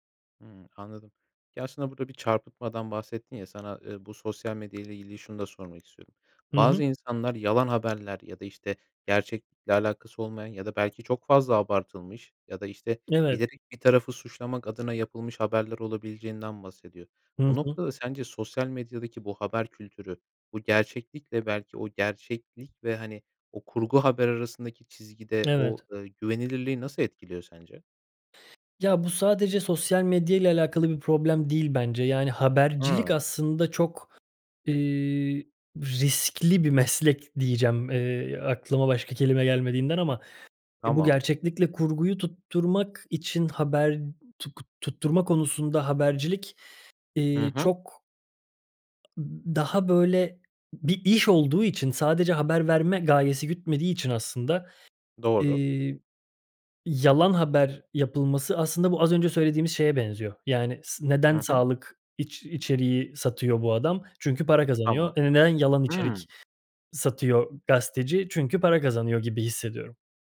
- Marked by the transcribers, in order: tapping
- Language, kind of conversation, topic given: Turkish, podcast, Sosyal medyada gerçeklik ile kurgu arasındaki çizgi nasıl bulanıklaşıyor?